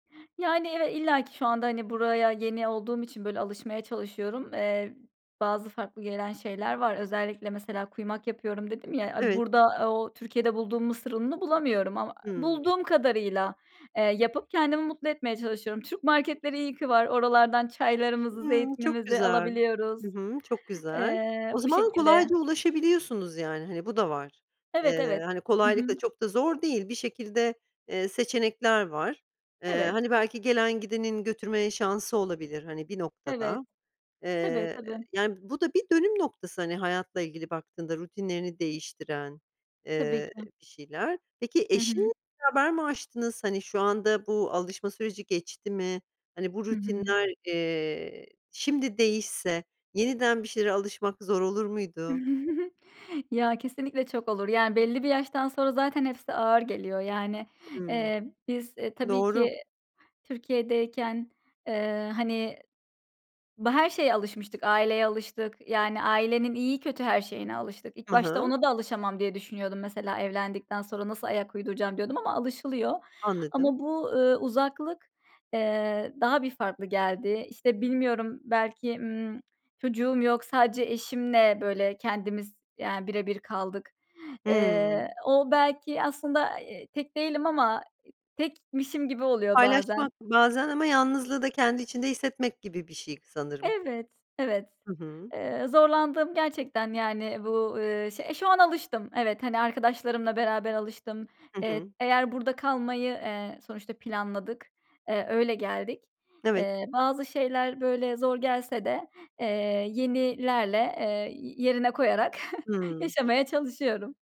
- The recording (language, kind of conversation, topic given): Turkish, podcast, Sabah uyandığınızda ilk yaptığınız şeyler nelerdir?
- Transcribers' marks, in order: other background noise; tapping; unintelligible speech; giggle; chuckle